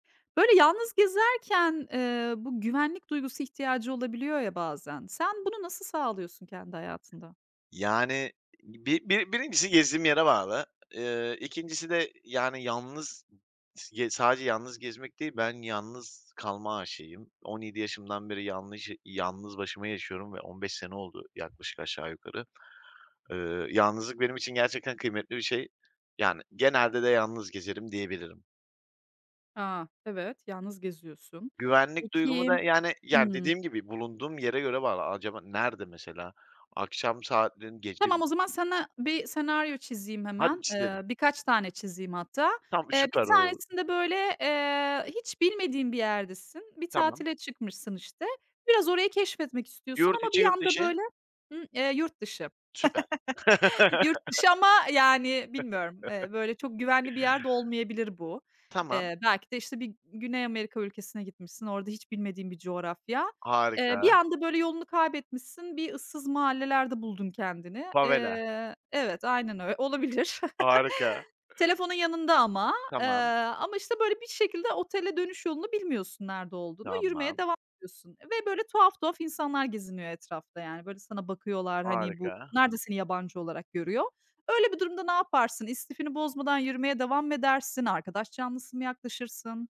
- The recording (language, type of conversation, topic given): Turkish, podcast, Yalnız gezerken kendini nasıl güvende hissediyorsun?
- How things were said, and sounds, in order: tapping; unintelligible speech; other background noise; chuckle; laugh; laughing while speaking: "Olabilir"; chuckle; unintelligible speech